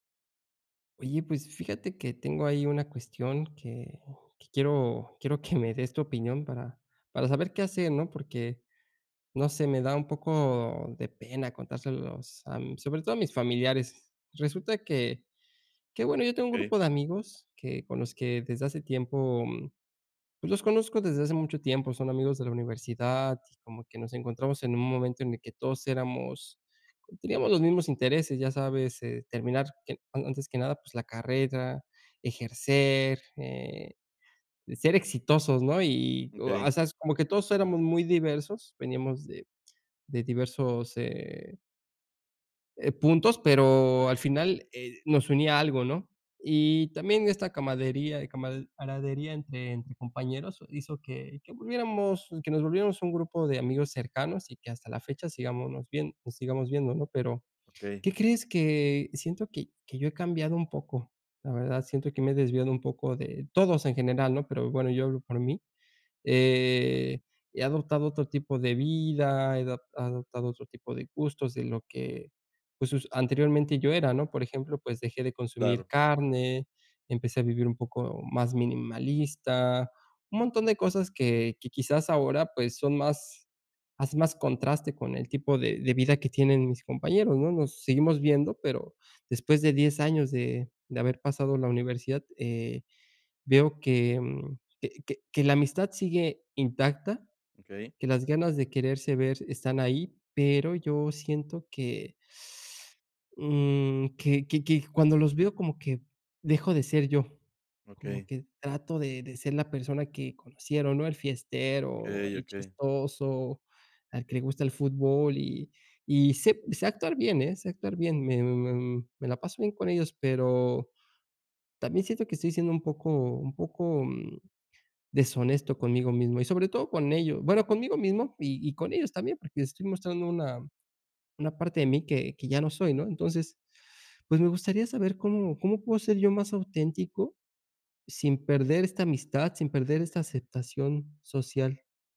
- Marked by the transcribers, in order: "camaradería" said as "camadería"; teeth sucking
- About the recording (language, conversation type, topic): Spanish, advice, ¿Cómo puedo ser más auténtico sin perder la aceptación social?